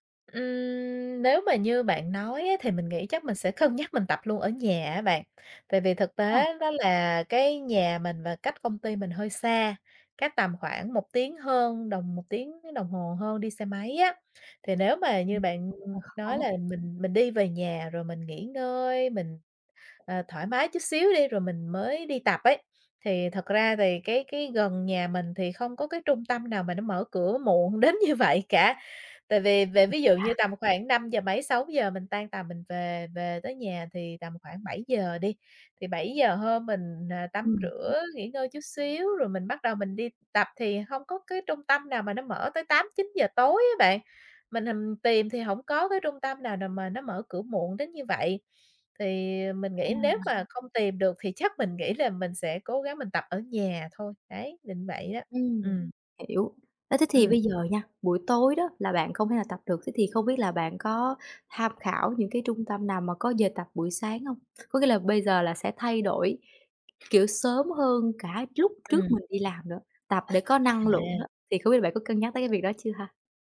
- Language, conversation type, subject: Vietnamese, advice, Làm thế nào để duy trì thói quen tập thể dục đều đặn?
- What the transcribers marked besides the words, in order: tapping; unintelligible speech; laughing while speaking: "đến"; other background noise